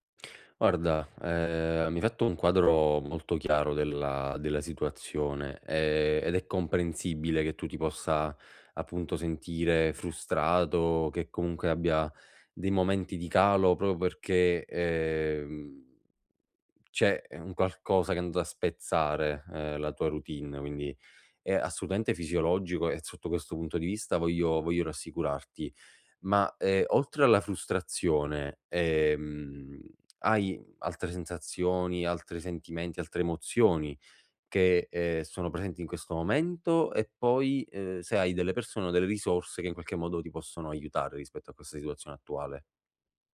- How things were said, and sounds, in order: other background noise; "sotto" said as "zotto"
- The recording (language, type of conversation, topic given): Italian, advice, Come posso adattarmi quando un cambiamento improvviso mi fa sentire fuori controllo?